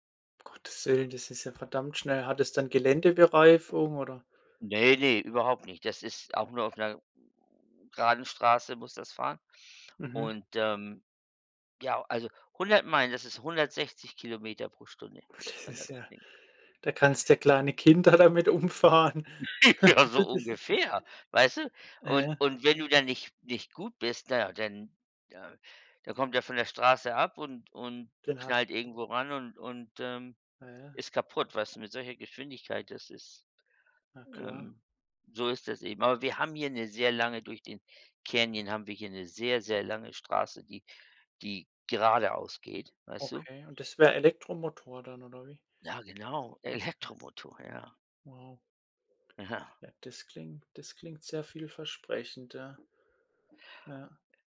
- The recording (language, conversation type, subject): German, unstructured, Was bereitet dir im Alltag am meisten Freude?
- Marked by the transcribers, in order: other background noise; other noise; unintelligible speech; laughing while speaking: "damit umfahren"; chuckle; snort; laughing while speaking: "Elektromotor"; laughing while speaking: "Ja"